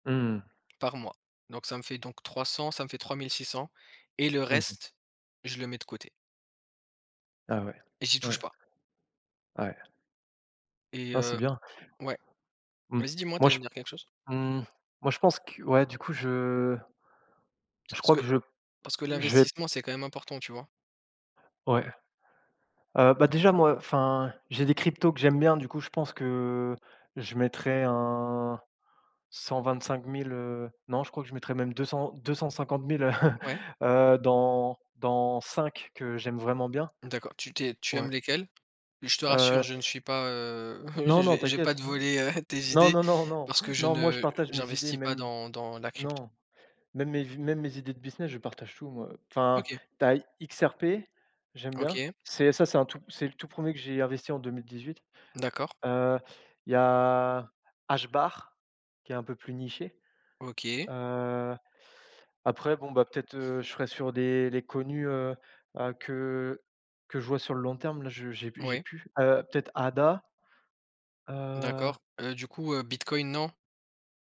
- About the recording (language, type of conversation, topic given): French, unstructured, Que feriez-vous si vous pouviez vivre une journée entière sans aucune contrainte de temps ?
- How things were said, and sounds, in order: other background noise; chuckle; laughing while speaking: "heu"